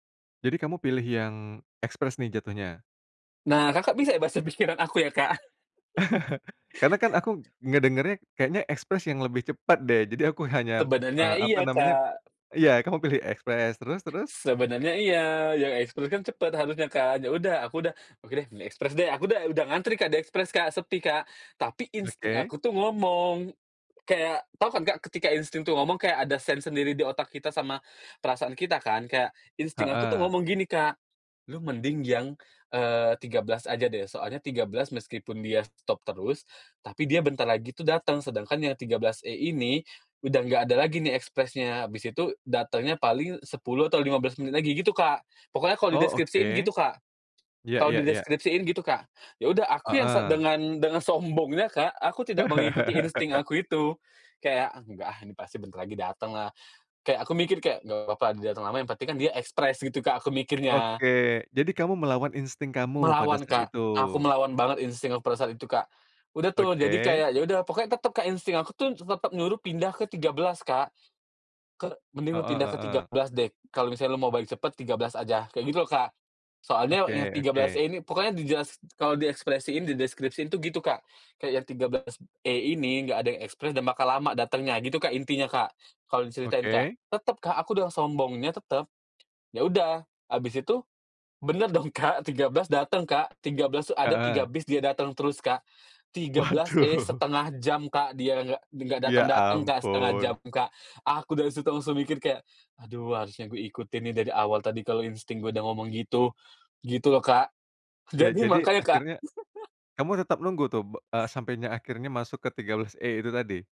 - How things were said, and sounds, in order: laughing while speaking: "basa pikiran aku ya, Kak?"; chuckle; other background noise; laughing while speaking: "kamu"; singing: "iya"; in English: "sense"; laughing while speaking: "sombongnya"; chuckle; laughing while speaking: "Kak"; laughing while speaking: "Waduh"; laughing while speaking: "Jadi makanya"; chuckle
- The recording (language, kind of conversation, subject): Indonesian, podcast, Apa tips sederhana agar kita lebih peka terhadap insting sendiri?